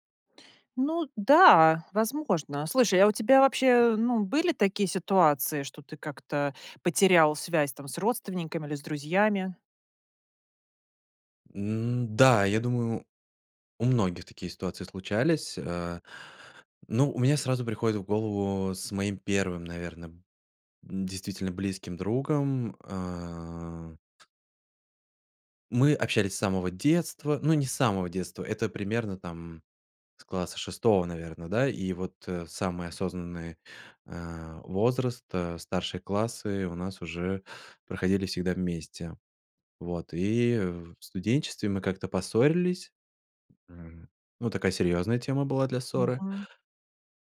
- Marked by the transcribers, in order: tapping; other noise
- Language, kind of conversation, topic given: Russian, podcast, Как вернуть утраченную связь с друзьями или семьёй?